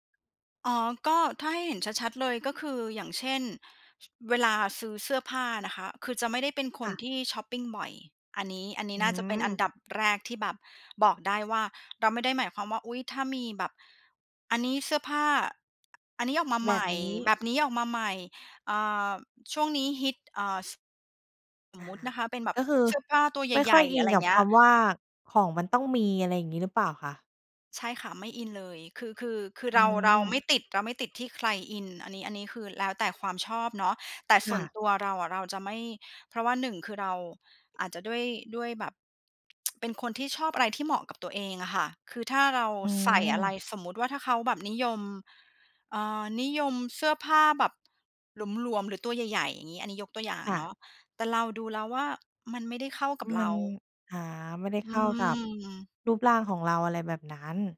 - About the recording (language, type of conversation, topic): Thai, podcast, ชอบแต่งตัวตามเทรนด์หรือคงสไตล์ตัวเอง?
- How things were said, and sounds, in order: tsk